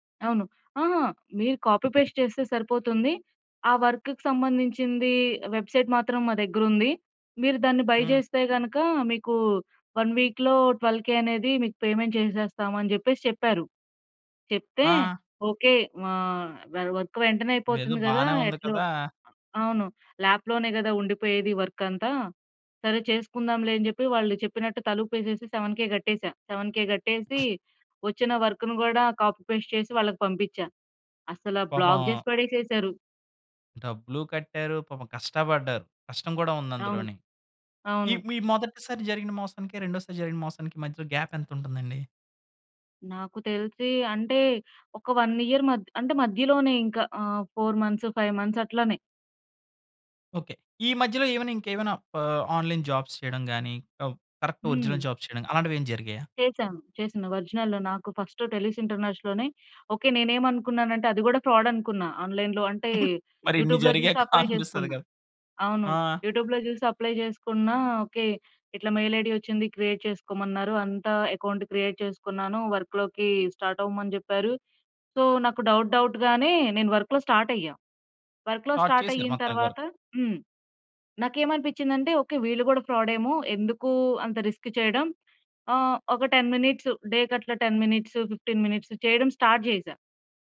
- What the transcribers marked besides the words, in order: in English: "కాపీ, పేస్ట్"; in English: "వర్క్‌కు"; in English: "వెబ్‌సైట్"; in English: "బయ్"; in English: "వన్ వీక్‌లో ట్వల్ కే"; in English: "పేమెంట్"; in English: "ల్యాప్‌లోనే"; in English: "సెవెన్ కే"; in English: "సెవెన్ కే"; sneeze; in English: "కాపీ, పేస్ట్"; in English: "బ్లాక్"; in English: "వన్ ఇయర్"; in English: "ఫోర్ మంత్స్, ఫైవ్ మంత్స్"; in English: "ఆన్‌లైన్ జాబ్స్"; in English: "కరక్ట్ ఒరిజినల్ జాబ్స్"; in English: "ఒరిజినల్లో"; in English: "ఫస్ట్ టెలూస్ ఇంటర్నేష్"; in English: "ఆన్‌లైన్‌లో"; laughing while speaking: "మరి ఇన్ని జరిగాక అనిపిస్తది గదా!"; in English: "అప్లై"; in English: "యూటూబ్‌లో"; in English: "అప్లై"; in English: "మెయిల్ ఐడీ"; in English: "క్రియేట్"; in English: "ఎకౌంట్ క్రియేట్"; in English: "వర్క్‌లోకీ"; in English: "సో"; in English: "డౌట్ డౌట్‌గానే"; in English: "వర్క్‌లో"; in English: "స్టార్ట్"; in English: "రిస్క్"; in English: "టెన్ మినిట్స్, డే"; in English: "టెన్ మినిట్స్, ఫిఫ్టీన్ మినిట్స్"; in English: "స్టార్ట్"
- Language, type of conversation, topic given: Telugu, podcast, సరైన సమయంలో జరిగిన పరీక్ష లేదా ఇంటర్వ్యూ ఫలితం ఎలా మారింది?